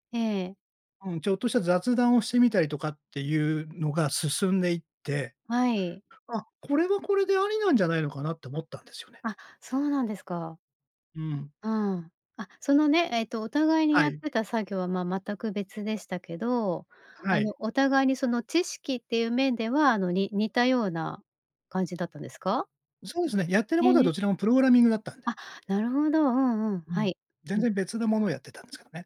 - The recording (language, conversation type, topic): Japanese, podcast, これからのリモートワークは将来どのような形になっていくと思いますか？
- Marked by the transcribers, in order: none